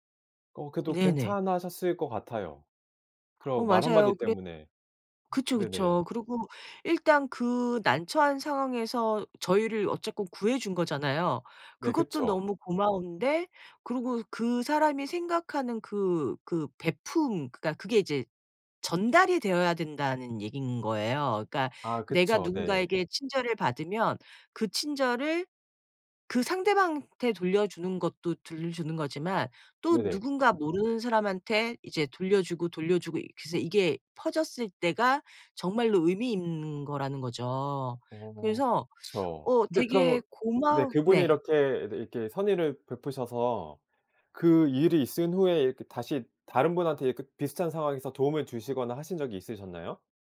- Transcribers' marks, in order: none
- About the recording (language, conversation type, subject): Korean, podcast, 위기에서 누군가 도와준 일이 있었나요?